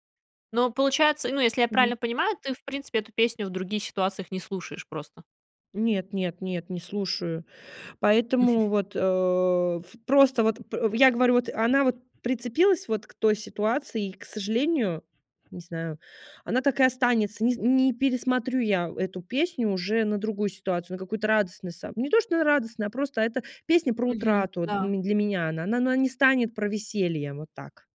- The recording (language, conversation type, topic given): Russian, podcast, Какая песня заставляет тебя плакать и почему?
- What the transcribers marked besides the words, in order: laugh